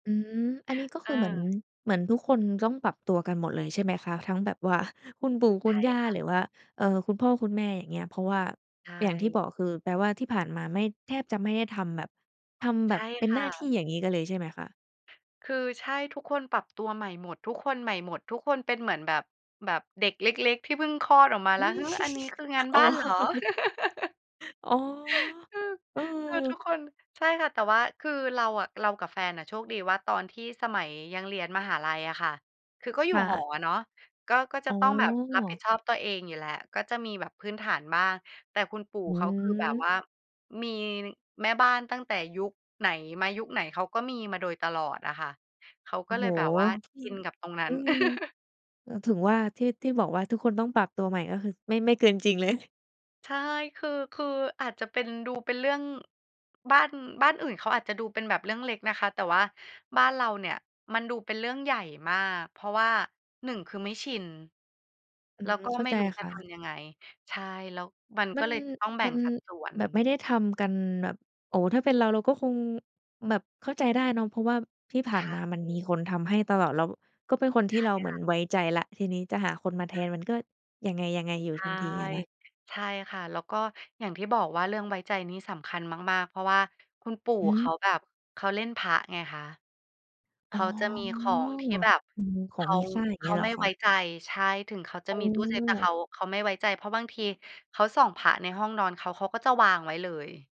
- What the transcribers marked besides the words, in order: other background noise; chuckle; laughing while speaking: "อ๋อ"; giggle; chuckle; laughing while speaking: "เลย"; drawn out: "อ๋อ"
- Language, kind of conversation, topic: Thai, podcast, จะแบ่งงานบ้านกับคนในครอบครัวยังไงให้ลงตัว?